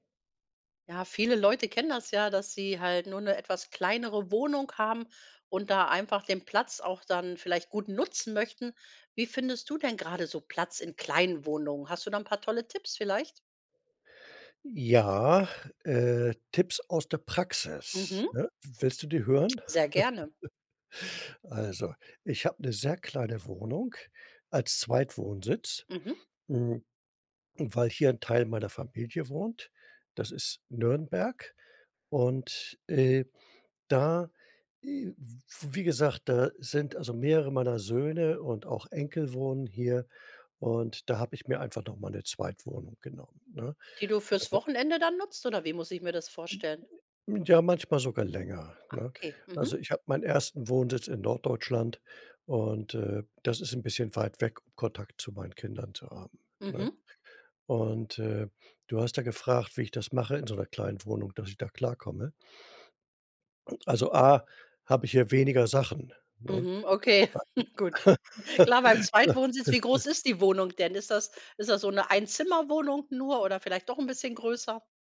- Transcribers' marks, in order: chuckle; unintelligible speech; chuckle; unintelligible speech; laugh
- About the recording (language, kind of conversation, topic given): German, podcast, Wie schaffst du Platz in einer kleinen Wohnung?